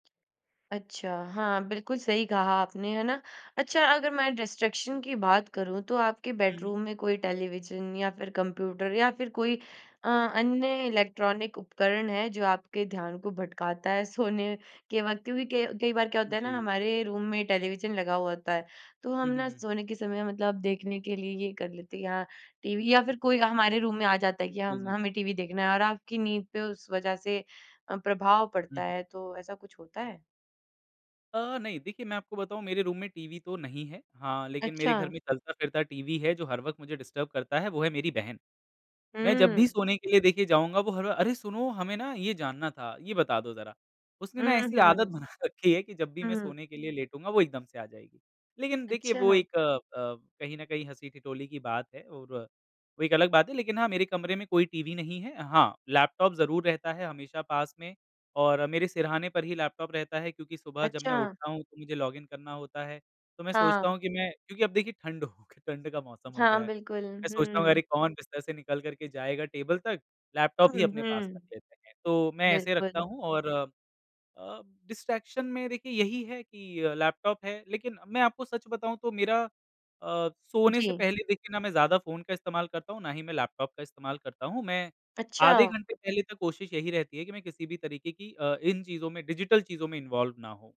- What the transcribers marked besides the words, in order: in English: "डिस्ट्रैक्शन"; in English: "बेडरूम"; in English: "टेलीविज़न"; in English: "कंप्यूटर"; in English: "इलेक्ट्रॉनिक उपकरण"; laughing while speaking: "सोने"; in English: "रूम"; in English: "टेलीविज़न"; in English: "रूम"; in English: "रूम"; in English: "डिस्टर्ब"; laughing while speaking: "बना"; in English: "लॉगिन"; laughing while speaking: "ठंड हो क"; in English: "टेबल"; in English: "डिस्ट्रैक्शन"; in English: "डिजिटल"; in English: "इन्वॉल्व"
- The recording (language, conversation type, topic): Hindi, podcast, आप अपने सोने के कमरे को ज़्यादा आरामदायक कैसे बनाते हैं?